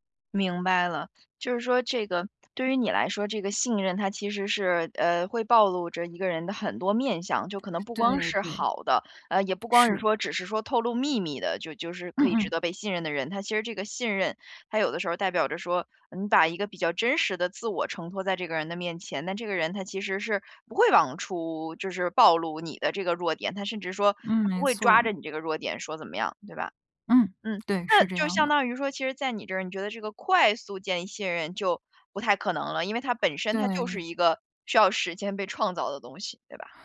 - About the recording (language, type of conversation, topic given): Chinese, podcast, 什么行为最能快速建立信任？
- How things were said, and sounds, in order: other noise; other background noise; laughing while speaking: "时间被创造的"